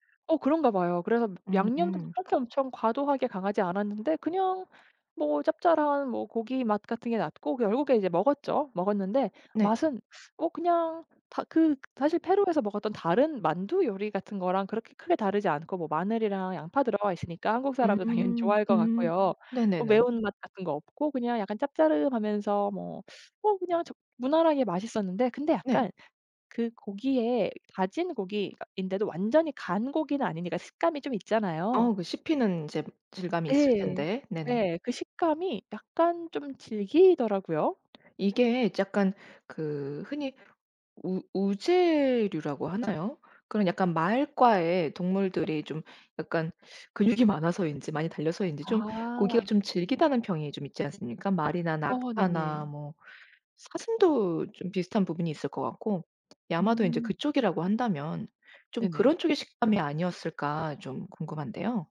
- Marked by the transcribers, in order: other background noise; laughing while speaking: "당연히"
- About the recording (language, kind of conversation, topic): Korean, podcast, 여행지에서 먹어본 인상적인 음식은 무엇인가요?